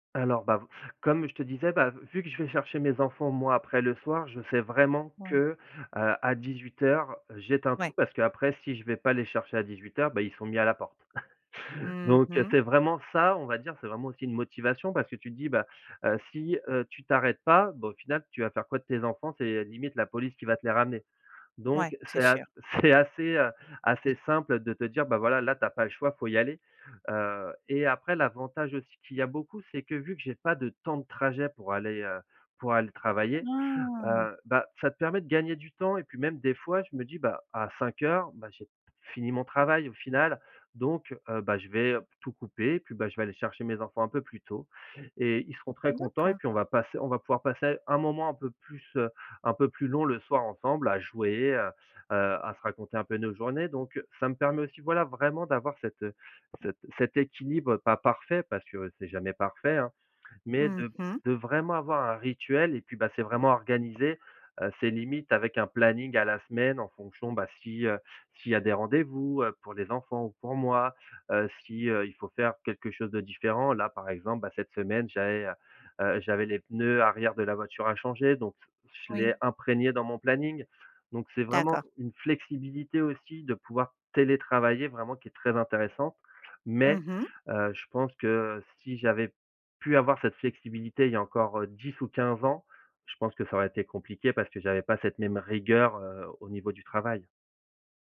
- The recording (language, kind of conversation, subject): French, podcast, Comment concilier le travail et la vie de couple sans s’épuiser ?
- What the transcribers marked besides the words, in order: laugh; tapping; drawn out: "Hein !"; stressed: "télétravailler"